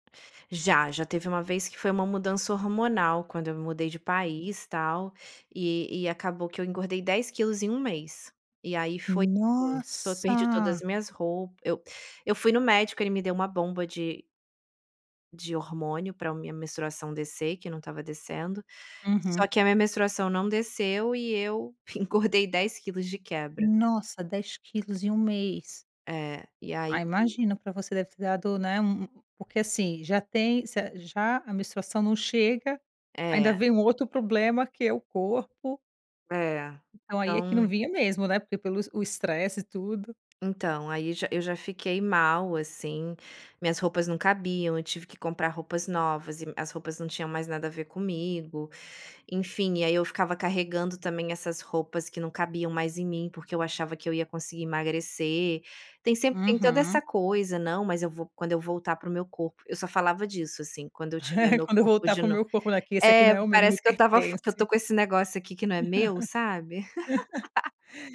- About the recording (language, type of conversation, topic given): Portuguese, podcast, Como a relação com seu corpo influenciou seu estilo?
- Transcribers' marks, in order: drawn out: "Nossa!"; unintelligible speech; tapping; chuckle; laugh